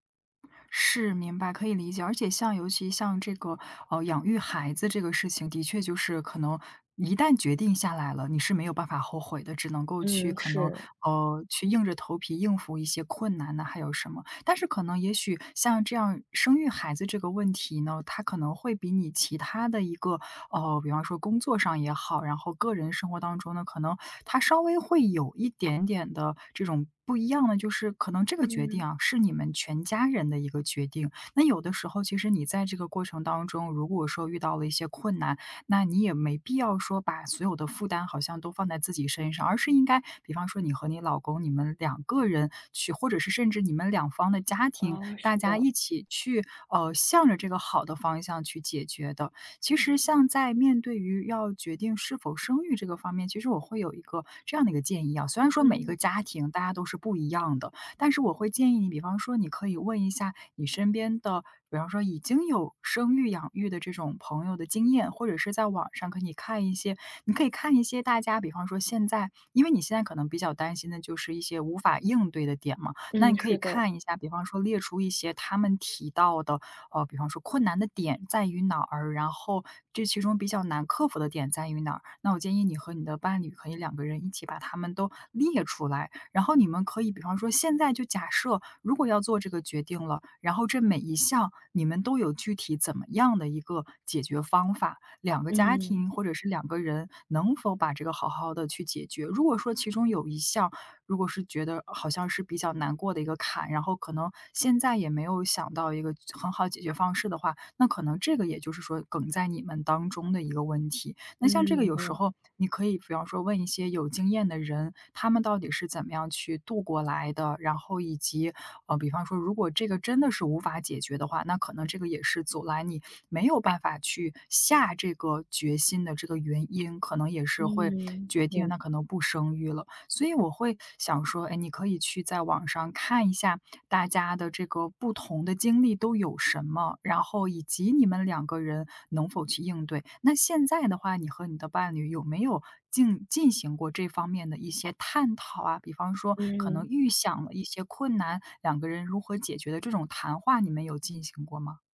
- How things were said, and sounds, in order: stressed: "列出来"; other background noise; tapping
- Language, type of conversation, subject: Chinese, advice, 当你面临重大决定却迟迟无法下定决心时，你通常会遇到什么情况？
- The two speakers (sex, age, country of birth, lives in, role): female, 30-34, China, United States, advisor; female, 35-39, China, United States, user